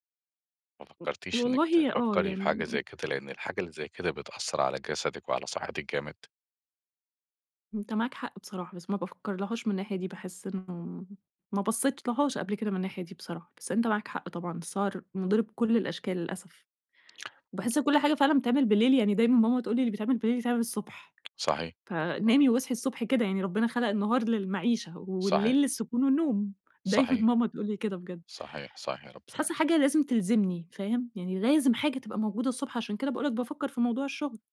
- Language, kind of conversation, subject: Arabic, advice, إزاي أقدر أصحى بدري بانتظام علشان أعمل لنفسي روتين صباحي؟
- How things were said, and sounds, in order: other background noise; tapping; laughing while speaking: "دايمًا ماما"